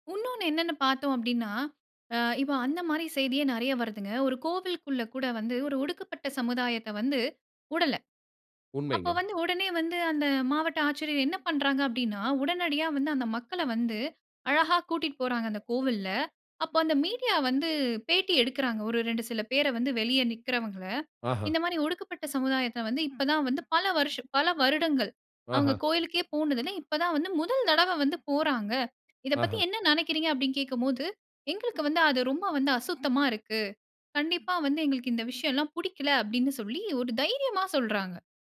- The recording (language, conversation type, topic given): Tamil, podcast, ஊடகங்களில் சாதி மற்றும் சமூக அடையாளங்கள் எப்படிச் சித்தரிக்கப்படுகின்றன?
- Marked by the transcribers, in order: in English: "மீடியா"